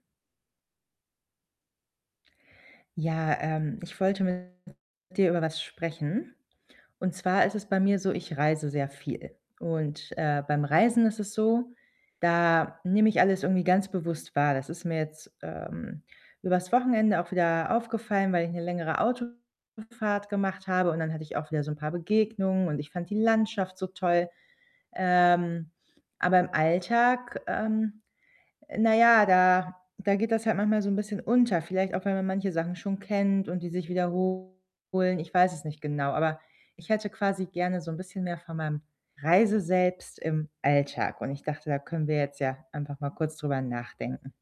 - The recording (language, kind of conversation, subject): German, advice, Wie kann ich im Alltag kleine Freuden bewusst wahrnehmen, auch wenn ich gestresst bin?
- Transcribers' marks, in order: distorted speech